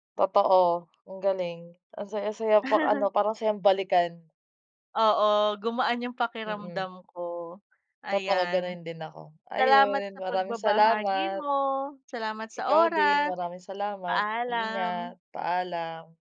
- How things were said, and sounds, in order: none
- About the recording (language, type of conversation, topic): Filipino, unstructured, Anong alaala ang madalas mong balikan kapag nag-iisa ka?